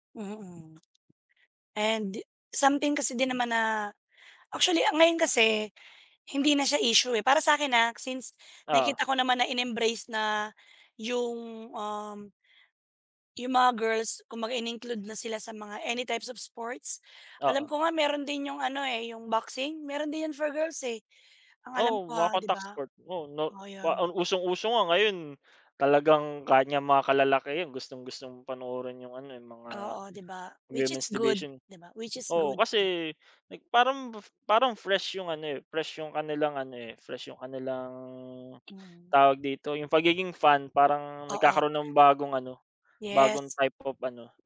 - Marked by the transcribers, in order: none
- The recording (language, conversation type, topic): Filipino, unstructured, Sa palagay mo, may diskriminasyon ba sa palakasan laban sa mga babae?